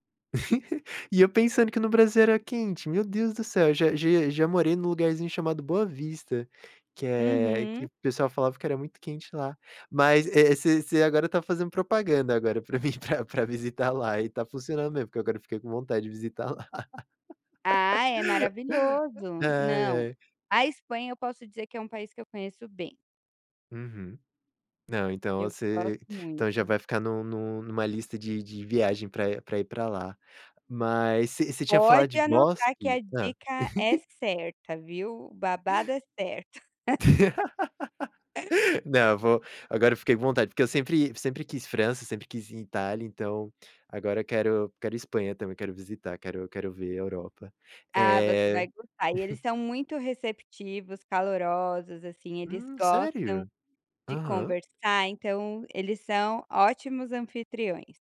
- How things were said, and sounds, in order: laugh; laugh; laugh; chuckle
- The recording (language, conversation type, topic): Portuguese, podcast, Qual encontro com a natureza você nunca vai esquecer?